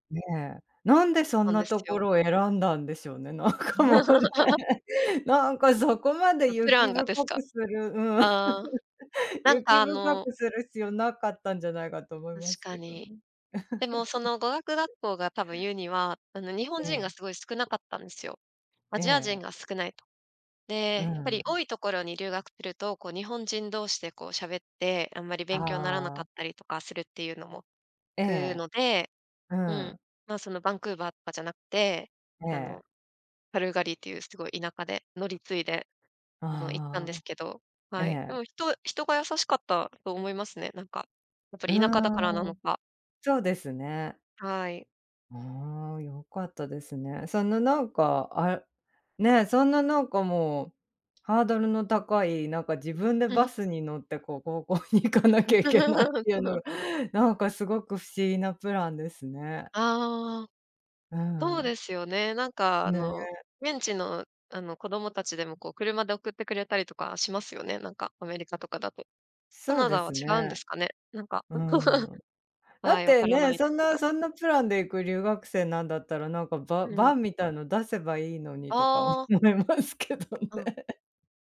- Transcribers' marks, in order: chuckle; laughing while speaking: "なんかもうね"; laughing while speaking: "うん"; chuckle; tapping; chuckle; laughing while speaking: "高校に行かなきゃいけないっていうのが"; chuckle; chuckle; laughing while speaking: "思いますけどね"
- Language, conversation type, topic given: Japanese, podcast, 道に迷って大変だった経験はありますか？